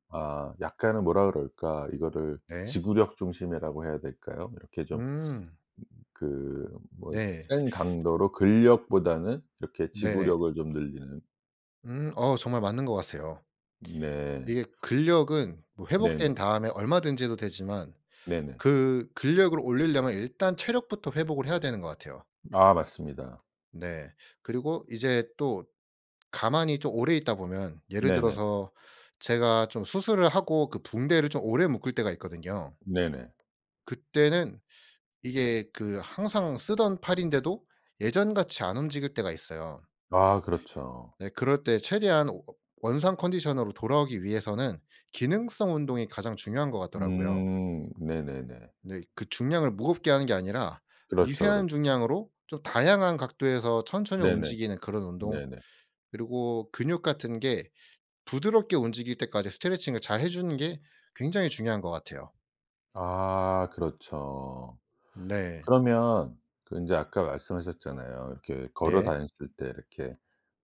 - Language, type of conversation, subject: Korean, podcast, 회복 중 운동은 어떤 식으로 시작하는 게 좋을까요?
- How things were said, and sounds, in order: tapping